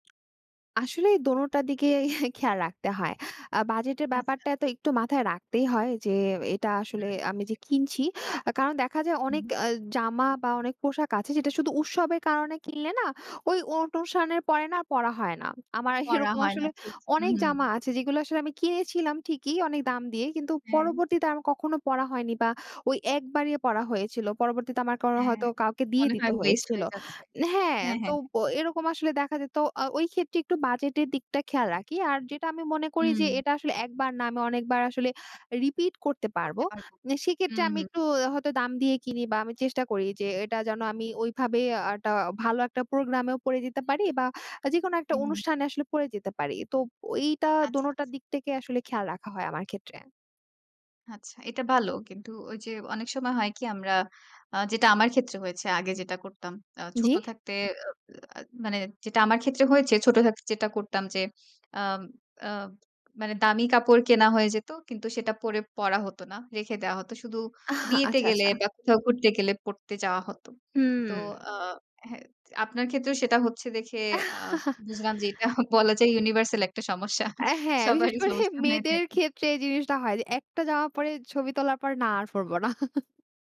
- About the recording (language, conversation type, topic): Bengali, podcast, উৎসবের সময় আপনার পোশাক-আশাকে কী কী পরিবর্তন আসে?
- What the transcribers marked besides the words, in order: chuckle; "অনুষ্ঠানের" said as "অন্টুনশনের"; laughing while speaking: "এরকম আসলে"; chuckle; "পড়ে" said as "পড়তে"; chuckle; laughing while speaking: "এটা বলা যায়"; laughing while speaking: "সমস্যা। সবারই সমস্যা হয়ে থাকে"; laughing while speaking: "বিশেষ করে"; chuckle; other background noise